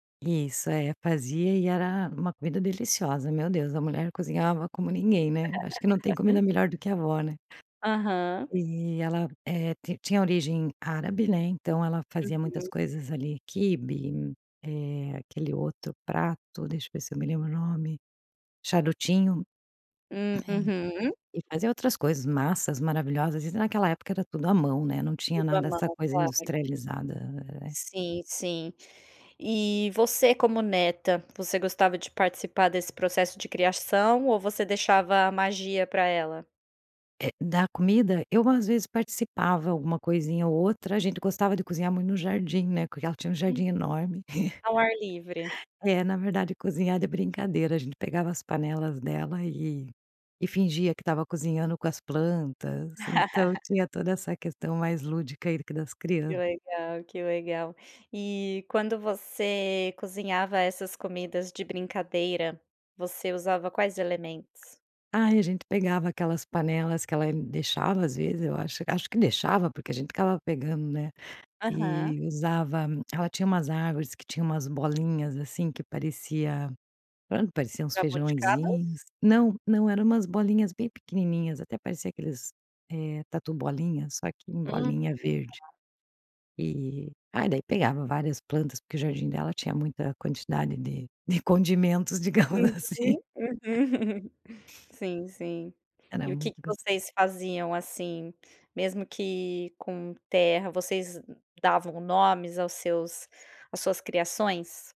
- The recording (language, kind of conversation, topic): Portuguese, podcast, Como a comida da sua infância marcou quem você é?
- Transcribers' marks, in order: laugh; laugh; laugh; tapping; laughing while speaking: "digamos assim"; giggle; chuckle